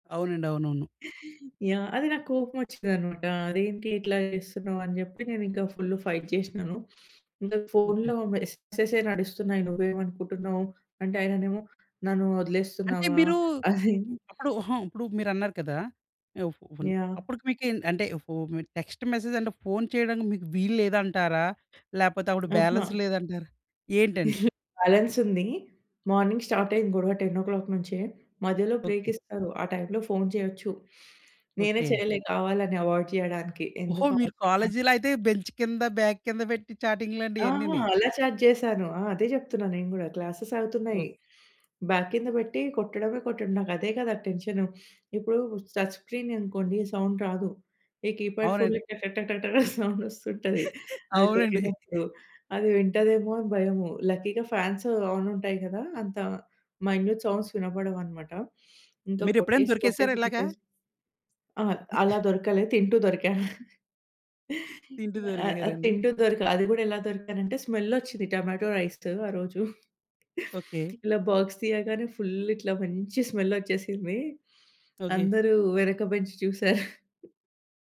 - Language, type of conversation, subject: Telugu, podcast, సందేశాల్లో గొడవ వచ్చినప్పుడు మీరు ఫోన్‌లో మాట్లాడాలనుకుంటారా, ఎందుకు?
- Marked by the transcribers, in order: gasp; in English: "ఫుల్ ఫైట్"; sniff; chuckle; in English: "టెక్స్ట్ మెసేజ్"; other background noise; tapping; in English: "బ్యాలన్స్"; chuckle; in English: "మార్నింగ్"; in English: "టెన్ ఓ క్లాక్"; in English: "బ్రేక్"; sniff; in English: "అవాయిడ్"; in English: "బెంచ్"; in English: "బాగ్"; in English: "చాటింగ్"; in English: "ఛాట్"; in English: "బ్యాగ్"; sniff; in English: "టచ్ స్క్రీన్"; in English: "సౌండ్"; in English: "కీప్యాడ్ ఫోన్‌లో"; chuckle; in English: "లక్కీగా ఫ్యాన్స్ ఆన్"; in English: "మై‌న్యూట్ సౌండ్స్"; sniff; chuckle; chuckle; in English: "స్మెల్"; in English: "టొమాటో రైస్‌తో"; chuckle; in English: "బాక్స్"; in English: "ఫుల్"; in English: "స్మెల్"; chuckle